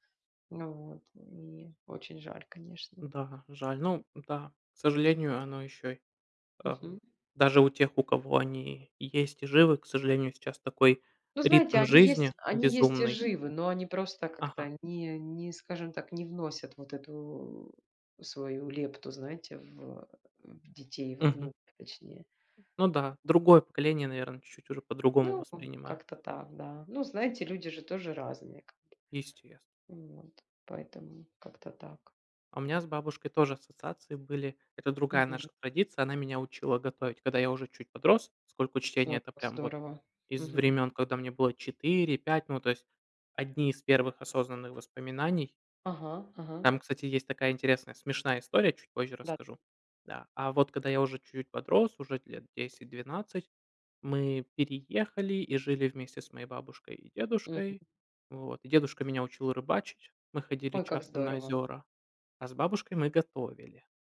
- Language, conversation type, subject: Russian, unstructured, Какая традиция из твоего детства тебе запомнилась больше всего?
- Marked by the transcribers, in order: other background noise; tapping; "Поскольку" said as "скольку"